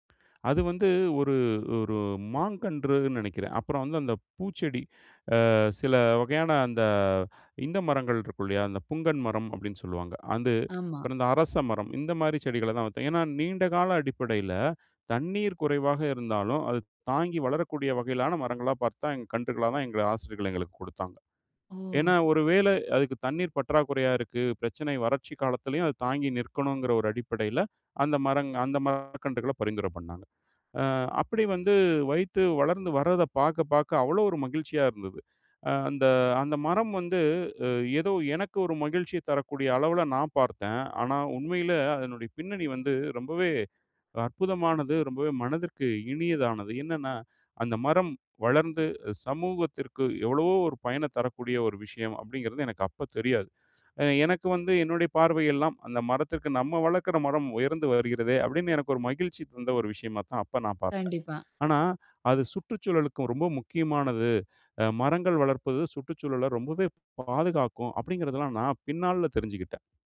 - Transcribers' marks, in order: other background noise; other noise
- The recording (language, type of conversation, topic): Tamil, podcast, ஒரு மரம் நீண்ட காலம் வளர்ந்து நிலைத்து நிற்பதில் இருந்து நாம் என்ன பாடம் கற்றுக்கொள்ளலாம்?